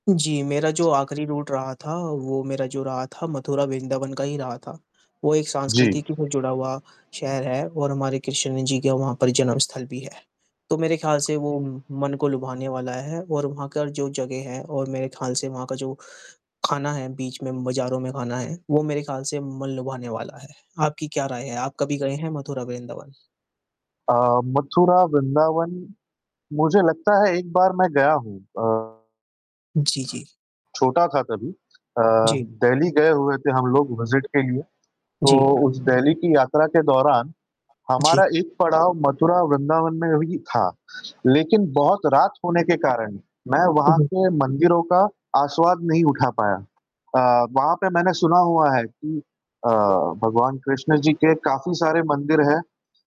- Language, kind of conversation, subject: Hindi, unstructured, आप विभिन्न यात्रा स्थलों की तुलना कैसे करेंगे?
- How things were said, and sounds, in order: static; other background noise; in English: "रूट"; in English: "विज़िट"; tapping